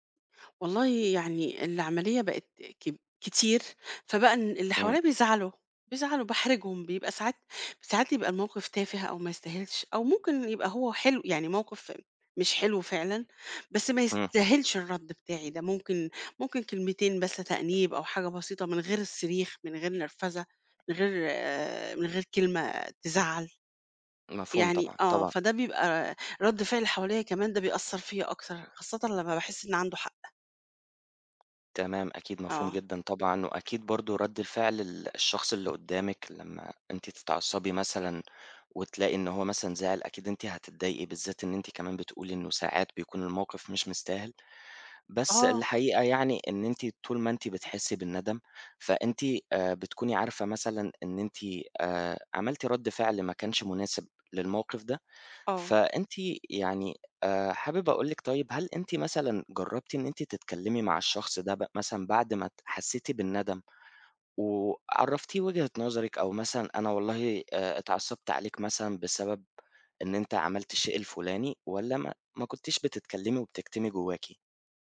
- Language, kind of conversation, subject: Arabic, advice, إزاي بتتعامل مع نوبات الغضب السريعة وردود الفعل المبالغ فيها عندك؟
- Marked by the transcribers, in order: tapping; other background noise